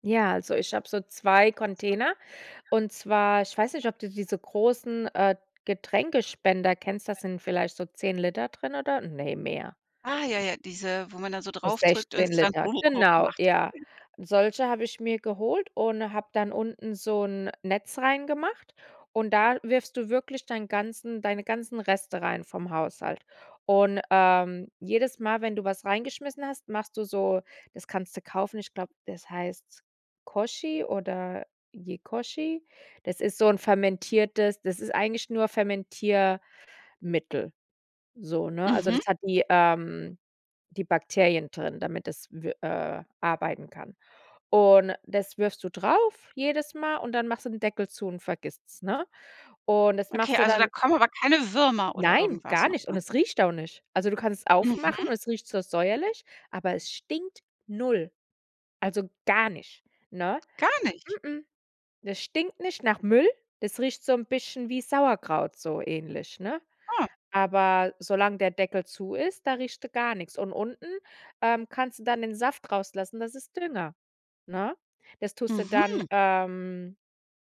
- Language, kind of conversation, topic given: German, podcast, Wie organisierst du die Mülltrennung bei dir zu Hause?
- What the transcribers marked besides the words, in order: background speech; other noise; in Japanese: "Koji"; in Japanese: "Yekoji"; other background noise; surprised: "Gar nicht?"; surprised: "Ah"